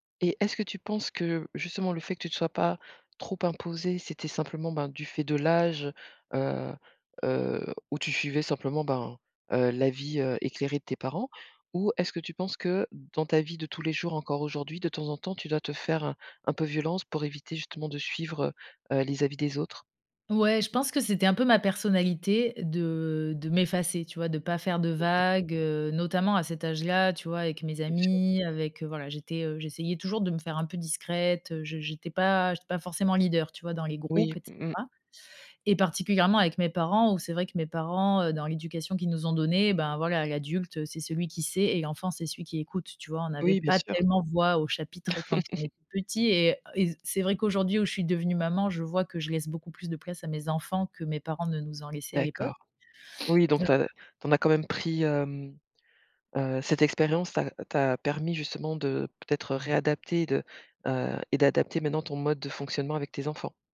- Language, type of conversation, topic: French, podcast, Quand as-tu pris une décision que tu regrettes, et qu’en as-tu tiré ?
- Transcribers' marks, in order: laugh; sniff; other background noise